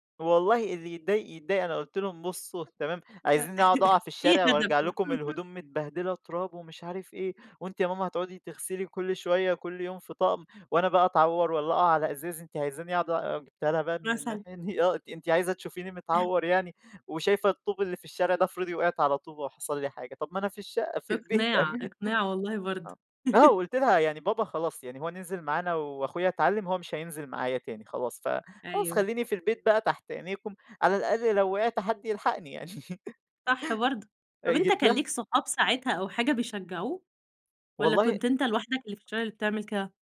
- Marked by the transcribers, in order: other noise; unintelligible speech; giggle; chuckle; laughing while speaking: "آه"; chuckle; chuckle; laughing while speaking: "في البيت أمان"; chuckle; unintelligible speech; laugh; tapping
- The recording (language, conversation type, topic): Arabic, podcast, إمتى كانت أول مرة ركبت العجلة لوحدك، وحسّيت بإيه؟